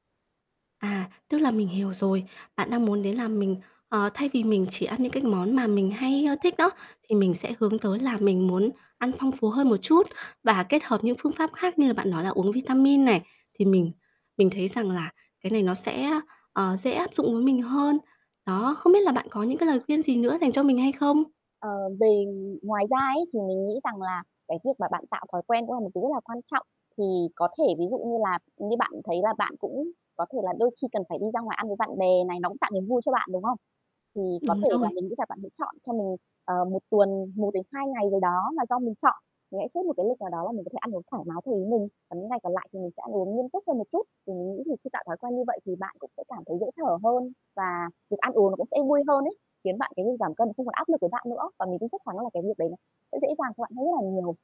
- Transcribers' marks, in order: tapping; other background noise
- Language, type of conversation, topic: Vietnamese, advice, Vì sao bạn liên tục thất bại khi cố gắng duy trì thói quen ăn uống lành mạnh?